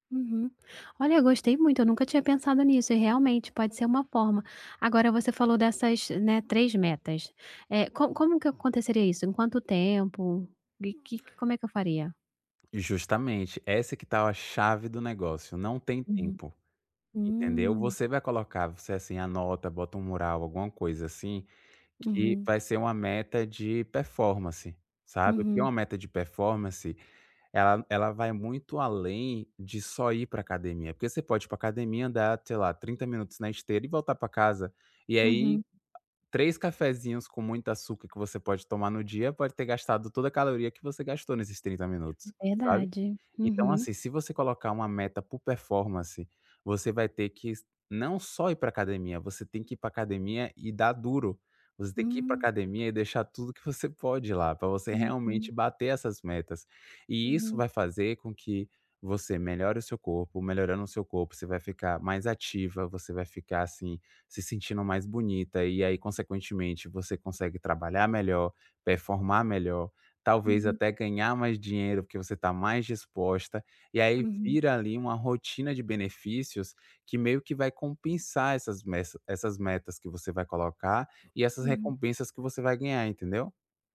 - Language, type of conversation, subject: Portuguese, advice, Como posso planejar pequenas recompensas para manter minha motivação ao criar hábitos positivos?
- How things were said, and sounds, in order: tapping; other background noise